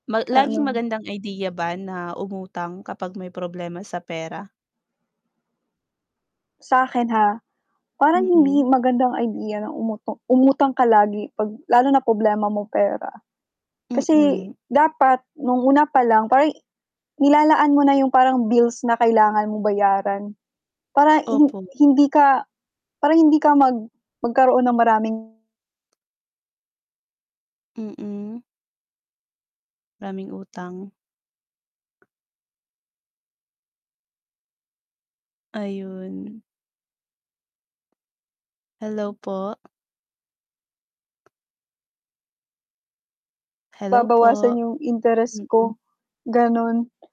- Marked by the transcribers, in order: mechanical hum; other background noise; bird; static; distorted speech; tapping
- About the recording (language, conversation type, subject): Filipino, unstructured, Ano ang palagay mo tungkol sa pag-utang bilang solusyon sa problema?